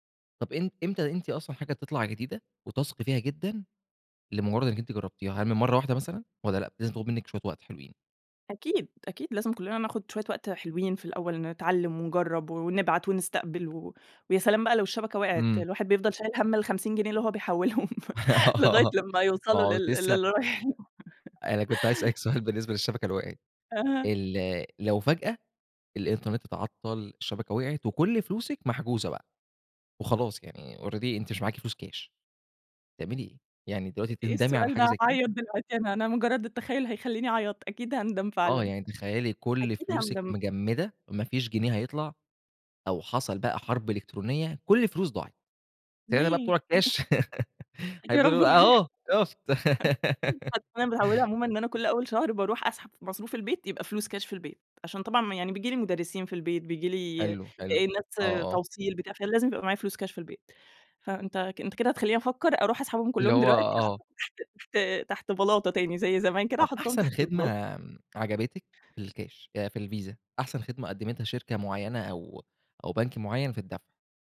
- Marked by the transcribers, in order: giggle; laughing while speaking: "آه"; laugh; laughing while speaking: "لغاية لمّا يوصلوا لل للي رايح"; chuckle; in English: "already"; tapping; laugh; laughing while speaking: "يا رب ما يح أصل أنا"; chuckle; giggle; giggle; "البلاطة" said as "الباطة"
- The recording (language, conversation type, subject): Arabic, podcast, إيه رأيك في الدفع الإلكتروني بدل الكاش؟